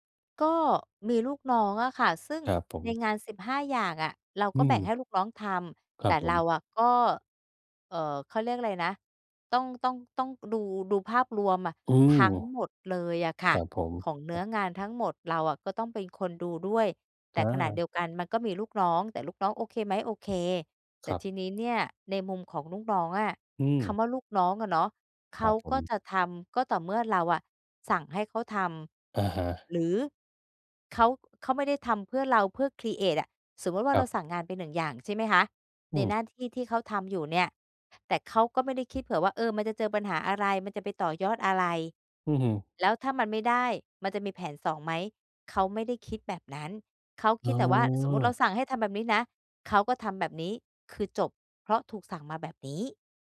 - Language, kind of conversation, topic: Thai, advice, จะเริ่มลงมือทำงานอย่างไรเมื่อกลัวว่าผลงานจะไม่ดีพอ?
- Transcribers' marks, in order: in English: "ครีเอต"